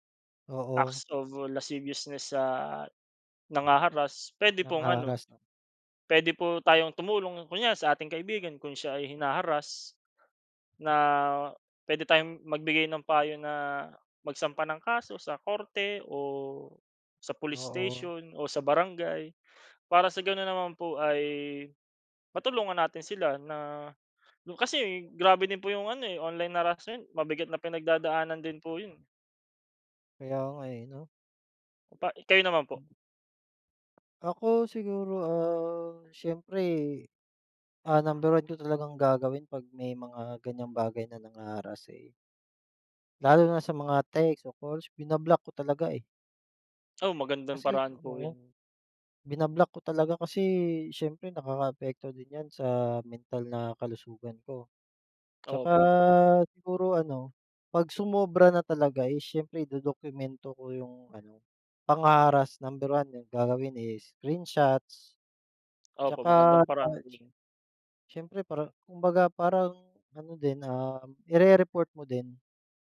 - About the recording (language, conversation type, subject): Filipino, unstructured, Ano ang palagay mo sa panliligalig sa internet at paano ito nakaaapekto sa isang tao?
- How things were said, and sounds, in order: in English: "acts of lasciviousness"